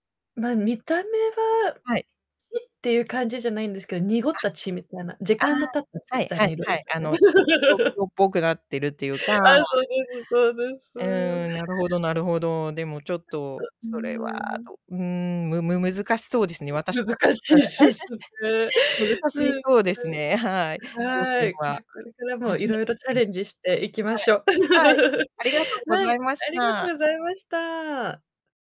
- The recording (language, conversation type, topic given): Japanese, unstructured, 旅行中に挑戦してみたいことは何ですか？
- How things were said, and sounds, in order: distorted speech; laugh; other background noise; unintelligible speech; unintelligible speech; laugh; unintelligible speech; laugh